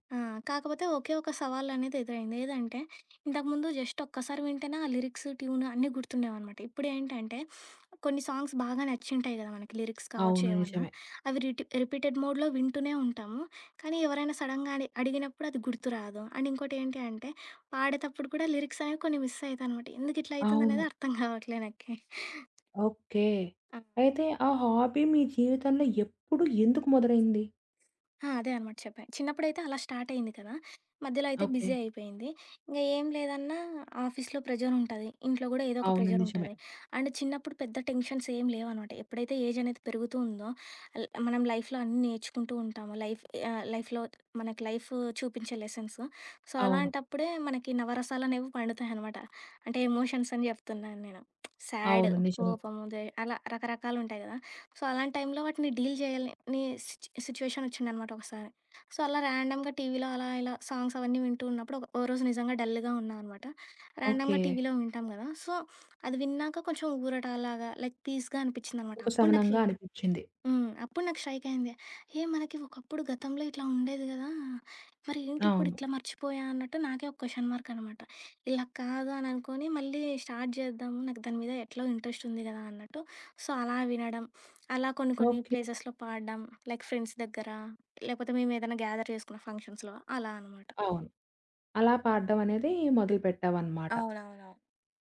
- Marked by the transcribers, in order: other background noise; in English: "లిరిక్స్"; sniff; in English: "సాంగ్స్"; in English: "లిరిక్స్"; in English: "రిపీటెడ్ మోడ్‌లో"; in English: "సడెన్‌గా"; in English: "అండ్"; in English: "మిస్"; laughing while speaking: "కావట్లేదు నాకి"; in English: "హాబీ"; in English: "బిజీ"; in English: "ఆఫీస్‌లో"; in English: "అండ్"; in English: "టెన్షన్స్"; in English: "ఏజ్"; in English: "లైఫ్‌లో"; in English: "లైఫ్"; in English: "లైఫ్‌లో"; tapping; in English: "లెసన్స్. సో"; in English: "ఎమోషన్స్"; in English: "సో"; in English: "డీల్"; in English: "సో"; in English: "ర్యాండమ్‌గా"; in English: "డల్‌గా"; in English: "ర్యాండమ్‌గా"; in English: "సో"; in English: "లైక్ పీస్‌గా"; in English: "స్ట్రైక్"; in English: "క్వెశ్చన్ మార్క్"; in English: "స్టార్ట్"; in English: "సో"; in English: "ప్లేసెస్‌లో"; in English: "లైక్ ఫ్రెండ్స్"; in English: "గ్యాదర్"; in English: "ఫంక్షన్స్‌లో"
- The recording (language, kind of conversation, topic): Telugu, podcast, పాత హాబీతో మళ్లీ మమేకమయ్యేటప్పుడు సాధారణంగా ఎదురయ్యే సవాళ్లు ఏమిటి?